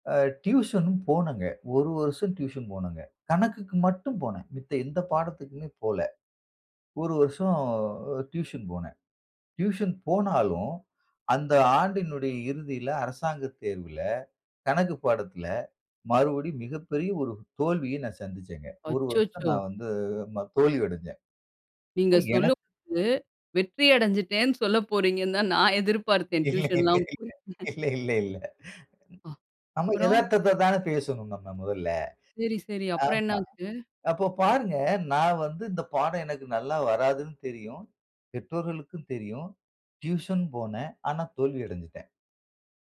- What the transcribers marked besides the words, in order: unintelligible speech; laughing while speaking: "இல்ல, இல்ல, இல்ல, இல்ல"; laugh; other noise
- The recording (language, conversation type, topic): Tamil, podcast, தோல்வி வந்தபோது நீங்கள் எப்படி தொடர்கிறீர்கள்?